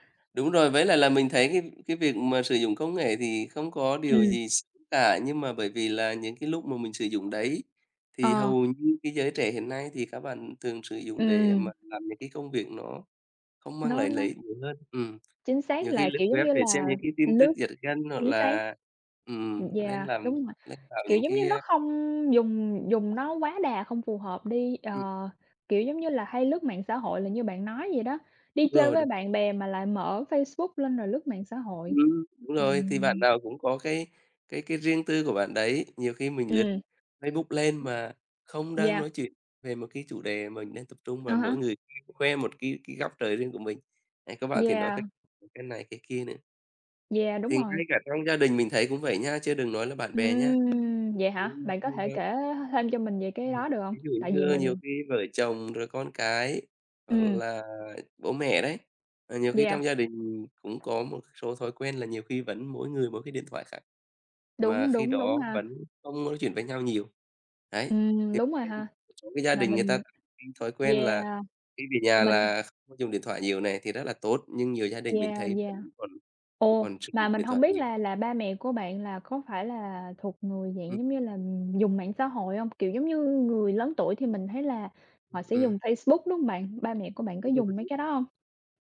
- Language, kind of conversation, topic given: Vietnamese, unstructured, Có phải công nghệ khiến chúng ta ngày càng xa cách nhau hơn không?
- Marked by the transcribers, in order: tapping; other background noise; unintelligible speech; unintelligible speech; unintelligible speech; unintelligible speech; unintelligible speech